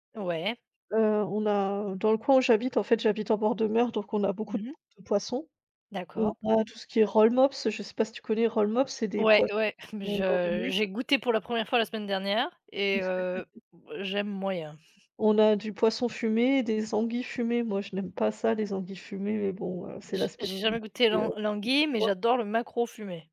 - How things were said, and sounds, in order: other background noise; tapping; chuckle; chuckle; chuckle; stressed: "maquereau"
- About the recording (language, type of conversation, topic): French, unstructured, Quels plats typiques représentent le mieux votre région, et pourquoi ?